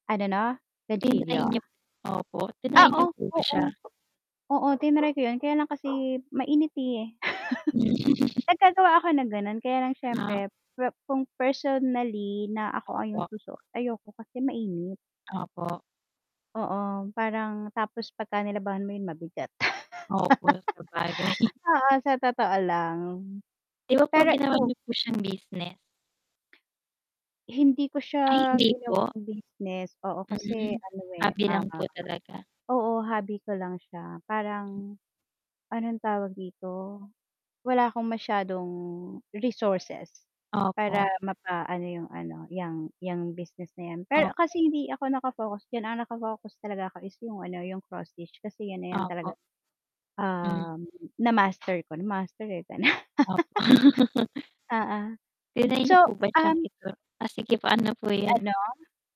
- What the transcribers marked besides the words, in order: static; distorted speech; dog barking; chuckle; laughing while speaking: "Hmm"; chuckle; laugh; tapping; laugh
- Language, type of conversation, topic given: Filipino, unstructured, Ano ang mga pinakanakagugulat na bagay na natuklasan mo sa iyong libangan?